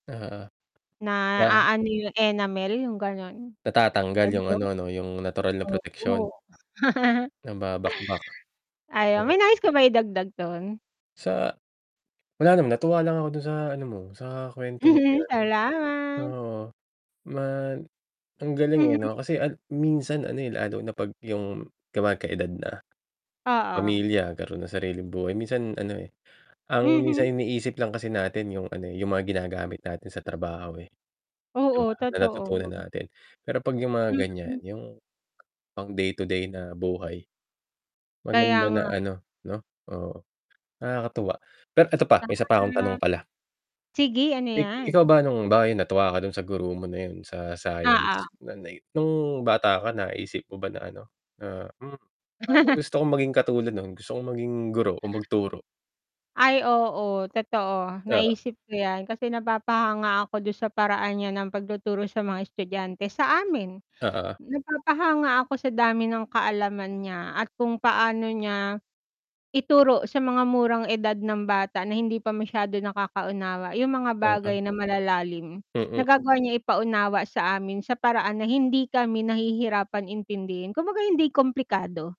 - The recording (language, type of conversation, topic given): Filipino, unstructured, Ano ang pinakapaborito mong asignatura sa paaralan?
- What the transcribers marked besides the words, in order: distorted speech; static; tapping; in English: "enamel"; unintelligible speech; laugh; chuckle; mechanical hum; chuckle; other background noise; stressed: "amin"; unintelligible speech